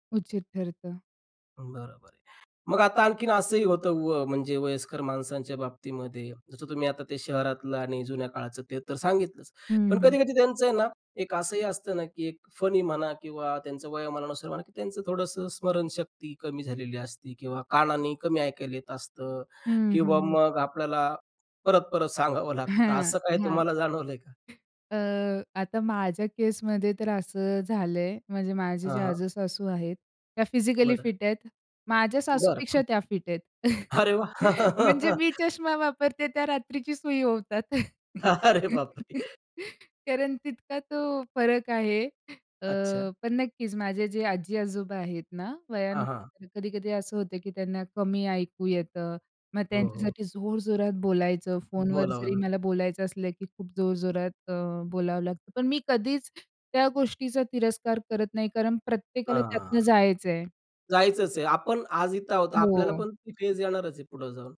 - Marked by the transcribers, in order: other background noise; laughing while speaking: "तर असं काय तुम्हाला जाणवलंय का?"; chuckle; laugh; laughing while speaking: "अरे बापरे!"
- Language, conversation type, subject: Marathi, podcast, वृद्धांना सन्मान देण्याची तुमची घरगुती पद्धत काय आहे?